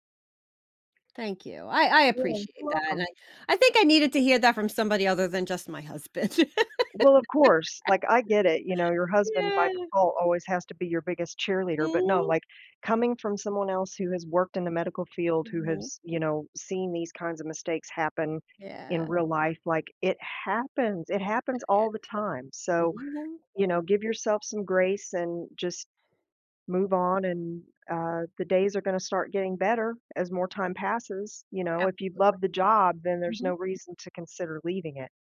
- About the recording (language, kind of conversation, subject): English, advice, How can I stop feeling ashamed and move forward after a major mistake at work?
- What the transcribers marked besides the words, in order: other background noise; laugh; stressed: "happens"; tapping